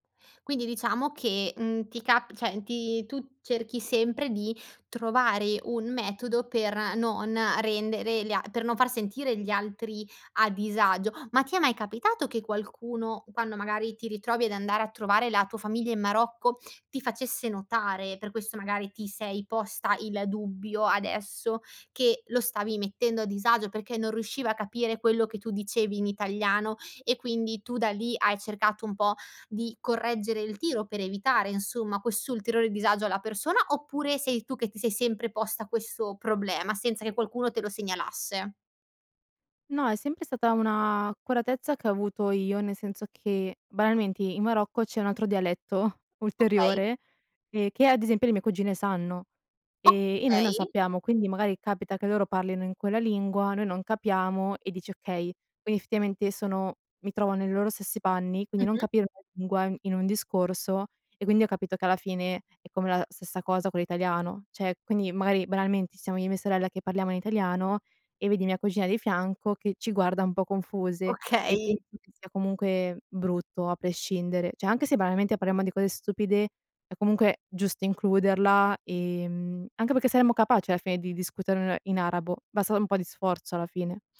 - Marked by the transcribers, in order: "cioè" said as "ceh"; "Cioè" said as "ceh"; "Cioè" said as "ceh"
- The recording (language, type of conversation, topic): Italian, podcast, Che ruolo ha la lingua in casa tua?